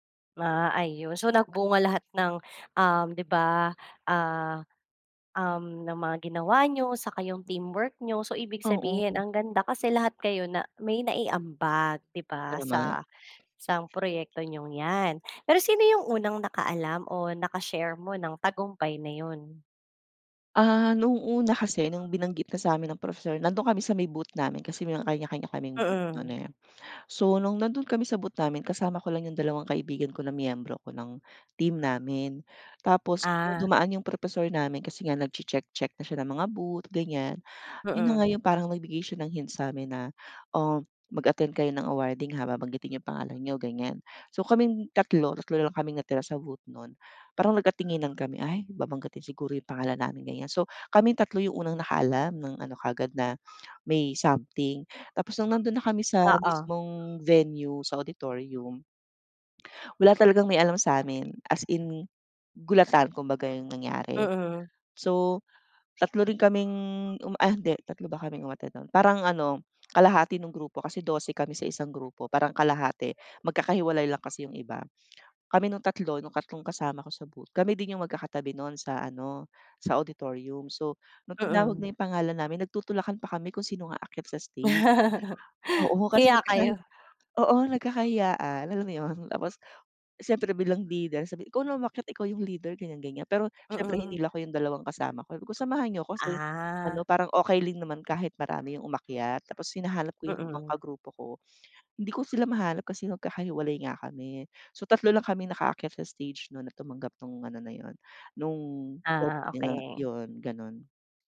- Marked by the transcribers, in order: drawn out: "ah"; "Oo" said as "oom"; "professor" said as "prosher"; other background noise; in English: "auditorium"; drawn out: "kaming"; in English: "auditorium"; laugh; laughing while speaking: "Mm"; drawn out: "Ah"; "lang" said as "ling"
- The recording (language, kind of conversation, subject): Filipino, podcast, Anong kuwento mo tungkol sa isang hindi inaasahang tagumpay?